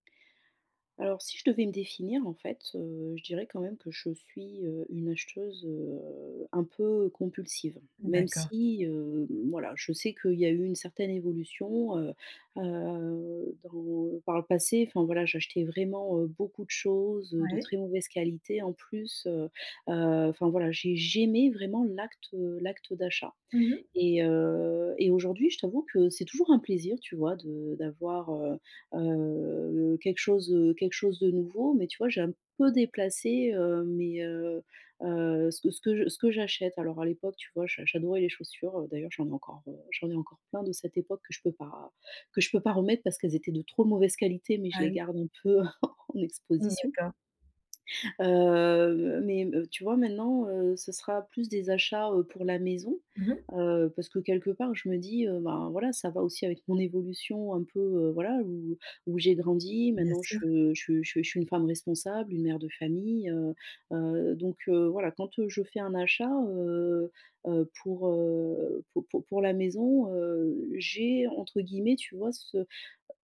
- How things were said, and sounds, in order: chuckle; drawn out: "heu"
- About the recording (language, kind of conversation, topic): French, advice, Comment puis-je distinguer mes vrais besoins de mes envies d’achats matériels ?